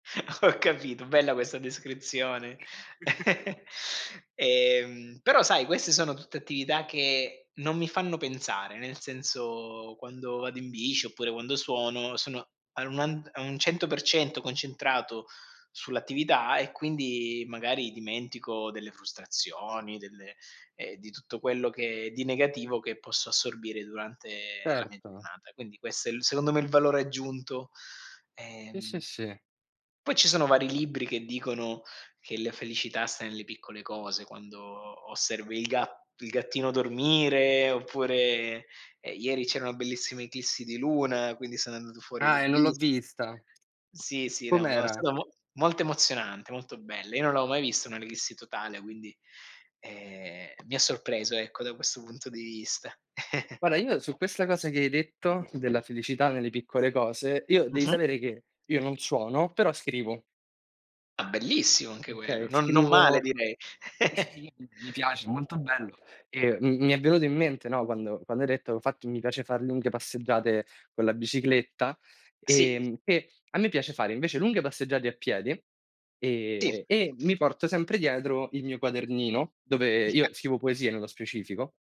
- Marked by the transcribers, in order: chuckle; laughing while speaking: "Ho capito"; other background noise; chuckle; tapping; chuckle; unintelligible speech; chuckle; unintelligible speech
- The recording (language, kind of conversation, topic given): Italian, unstructured, Come definisci la felicità nella tua vita?